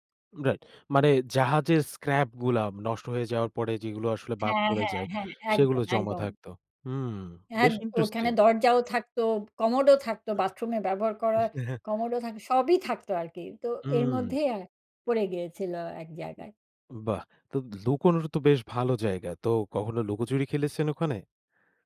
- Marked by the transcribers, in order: in English: "স্ক্র্যাপ"; chuckle
- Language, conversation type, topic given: Bengali, podcast, শিশুকাল থেকে আপনার সবচেয়ে মজার স্মৃতিটি কোনটি?